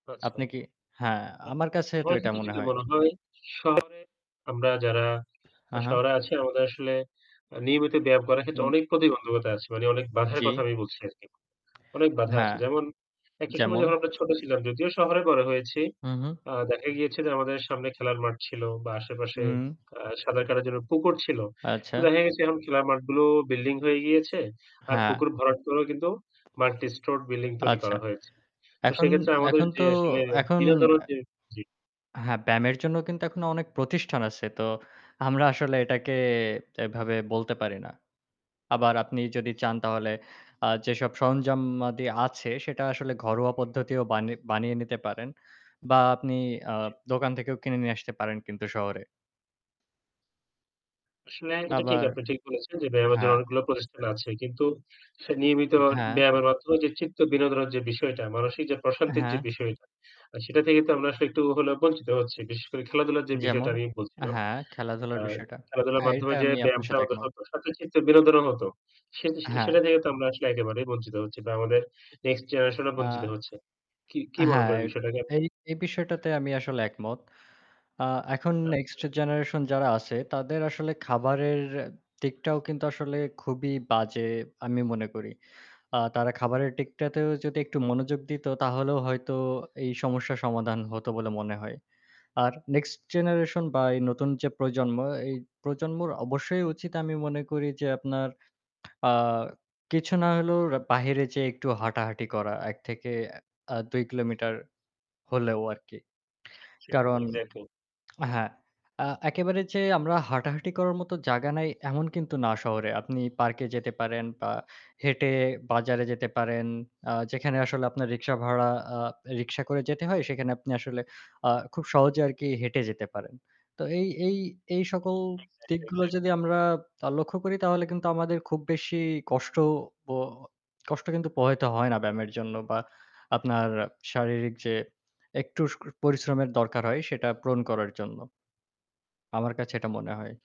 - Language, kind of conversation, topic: Bengali, unstructured, আপনি কেন মনে করেন নিয়মিত ব্যায়াম করা গুরুত্বপূর্ণ?
- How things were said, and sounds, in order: static; distorted speech; other background noise; in English: "মাল্টি স্টোরড বিল্ডিং"; "দিকটাতেও" said as "ডিকটাতেও"; lip smack; unintelligible speech; "জায়গা" said as "জাগা"; "একটু" said as "একটুস"